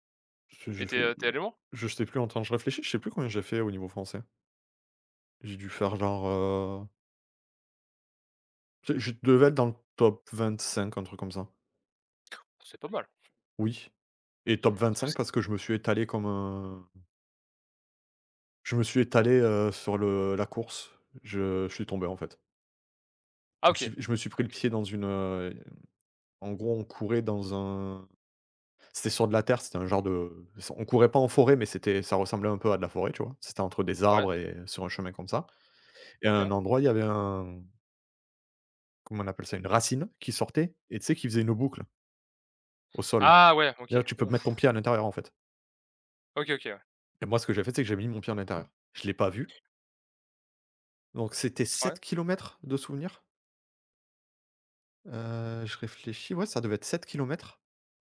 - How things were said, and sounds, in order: tapping; unintelligible speech; other background noise
- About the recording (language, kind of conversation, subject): French, unstructured, Comment le sport peut-il changer ta confiance en toi ?